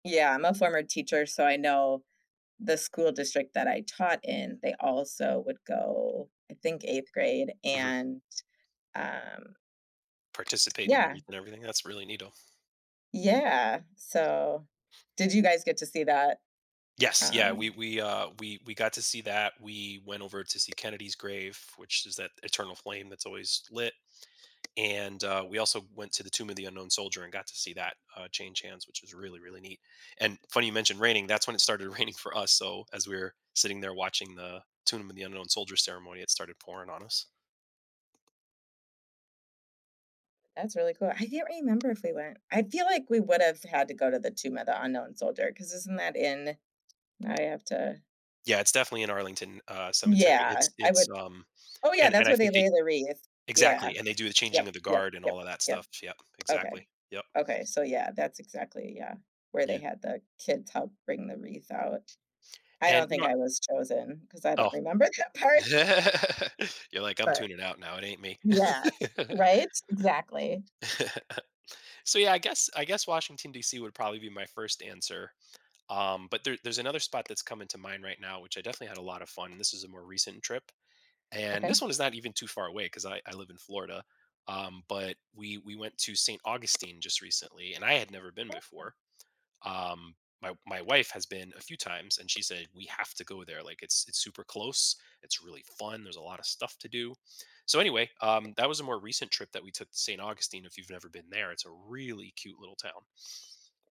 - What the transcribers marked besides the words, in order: other background noise; tapping; laughing while speaking: "raining"; swallow; laugh; laughing while speaking: "that part"; laugh; stressed: "really"
- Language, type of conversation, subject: English, unstructured, How has travel to new places impacted your perspective or memories?
- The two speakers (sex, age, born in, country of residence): female, 35-39, United States, United States; male, 40-44, United States, United States